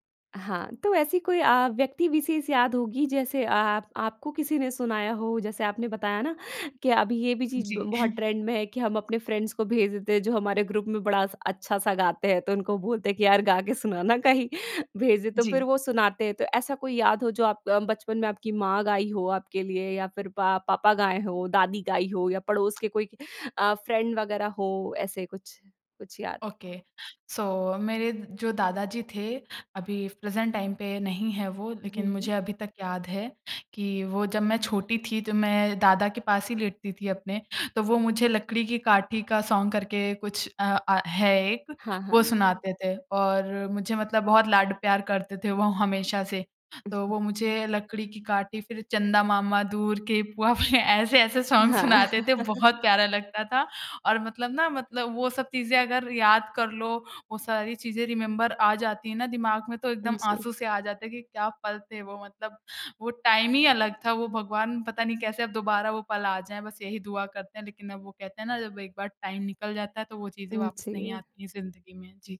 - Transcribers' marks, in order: in English: "ट्रेंड"; chuckle; in English: "फ्रेंड्स"; in English: "ग्रुप"; joyful: "गा के सुनाना कहीं"; in English: "फ्रेंड"; in English: "ओके सो"; in English: "प्रेज़ेंट टाइम"; in English: "सॉन्ग"; chuckle; laughing while speaking: "ऐसे-ऐसे सॉन्ग सुनाते थे बहुत प्यारा लगता था"; in English: "सॉन्ग"; laugh; in English: "रिमेंबर"; in English: "टाइम"; in English: "टाइम"
- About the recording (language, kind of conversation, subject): Hindi, podcast, तुम्हारे लिए कौन सा गाना बचपन की याद दिलाता है?